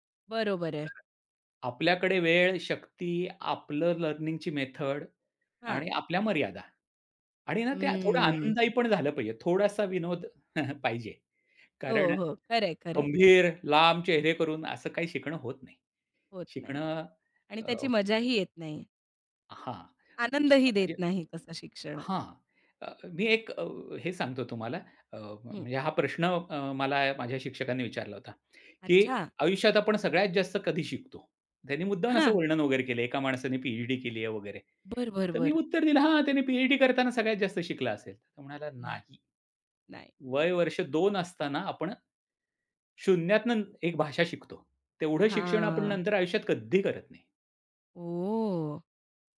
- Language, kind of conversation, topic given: Marathi, podcast, कोर्स, पुस्तक किंवा व्हिडिओ कशा प्रकारे निवडता?
- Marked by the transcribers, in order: other background noise; chuckle; other noise; tapping; chuckle; drawn out: "ओ"